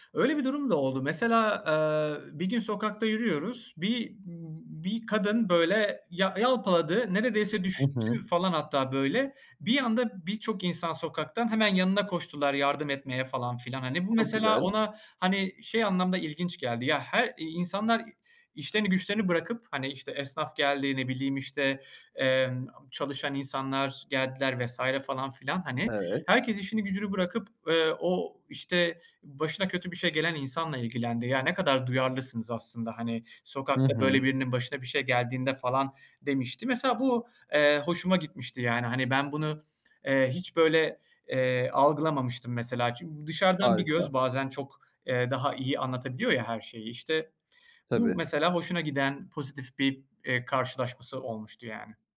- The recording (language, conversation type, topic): Turkish, podcast, İki kültür arasında olmak nasıl hissettiriyor?
- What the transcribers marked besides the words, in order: none